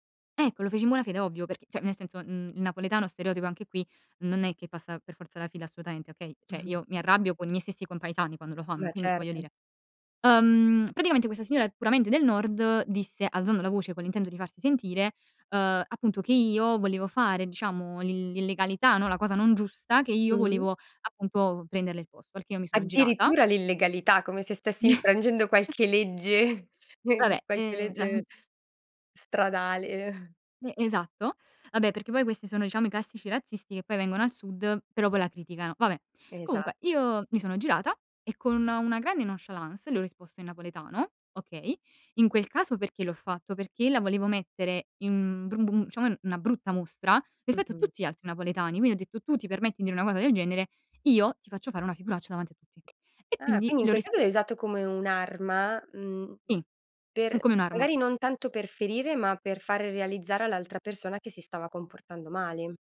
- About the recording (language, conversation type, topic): Italian, podcast, Come ti ha influenzato la lingua che parli a casa?
- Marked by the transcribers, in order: "cioè" said as "ceh"; laughing while speaking: "Mh-mh"; tapping; chuckle; laughing while speaking: "legge, nel"; laughing while speaking: "stradale"; "diciamo" said as "iciamo"; in French: "nonchalance"; "diciamo" said as "ciamo"